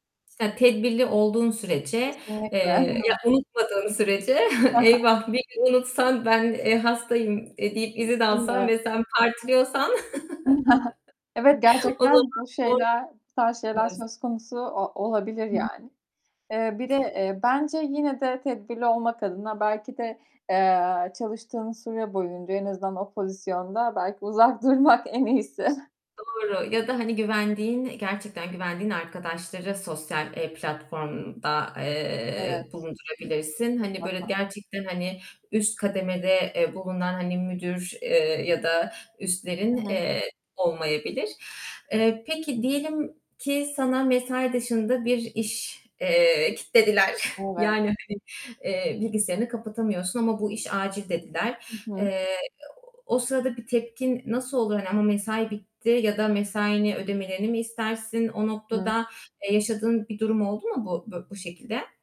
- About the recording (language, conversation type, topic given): Turkish, podcast, İş ve özel hayatın için dijital sınırları nasıl belirliyorsun?
- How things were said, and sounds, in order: static; distorted speech; chuckle; other background noise; chuckle; chuckle; unintelligible speech; tapping; laughing while speaking: "kitlediler"